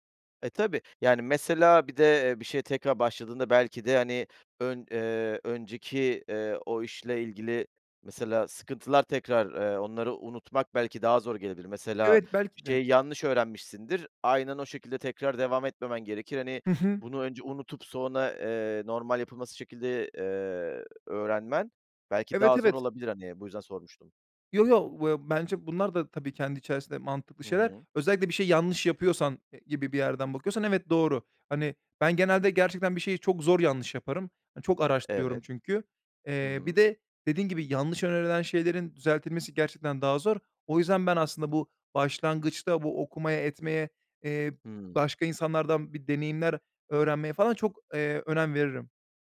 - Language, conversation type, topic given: Turkish, podcast, Yeni bir şeye başlamak isteyenlere ne önerirsiniz?
- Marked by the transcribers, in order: other background noise